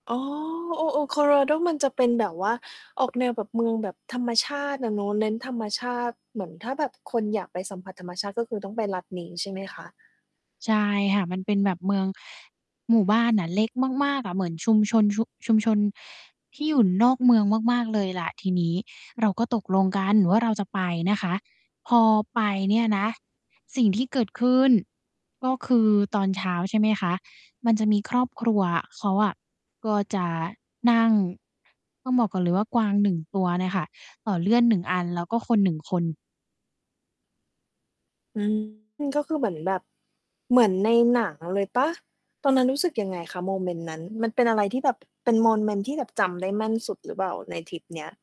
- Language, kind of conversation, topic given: Thai, podcast, คุณช่วยเล่าเรื่องการท่องเที่ยวชุมชนที่คุณประทับใจให้ฟังหน่อยได้ไหม?
- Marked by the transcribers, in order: mechanical hum; distorted speech; tapping